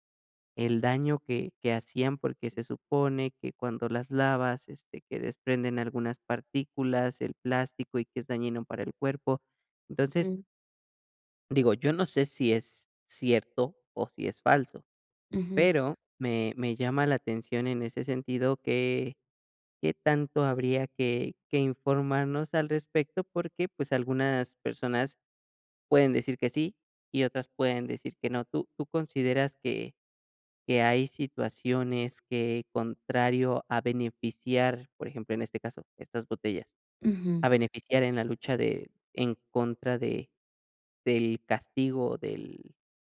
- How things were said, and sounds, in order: other background noise; tapping
- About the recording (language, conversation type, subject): Spanish, podcast, ¿Cómo reducirías tu huella ecológica sin complicarte la vida?